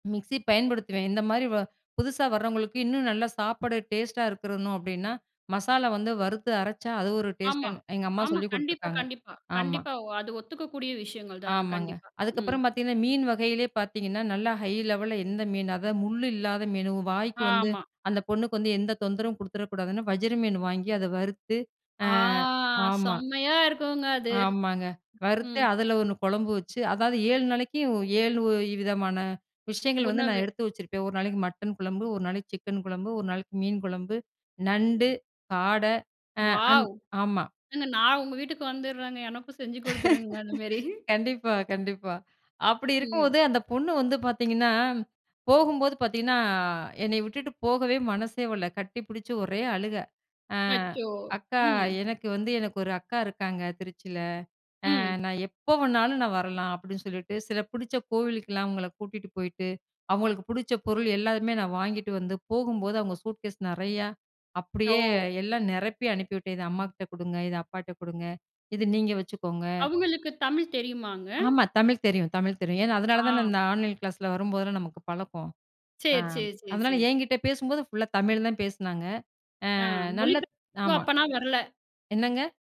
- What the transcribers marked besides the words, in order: "இருக்கணும்" said as "இருக்கருன்னும்"; in English: "ஹை லெவல்ல"; drawn out: "ஆ"; in English: "வாவ்!"; laugh; chuckle; unintelligible speech
- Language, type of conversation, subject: Tamil, podcast, புதியவர்கள் ஊருக்கு வந்தால் அவர்களை வரவேற்க எளிய நடைமுறைகள் என்னென்ன?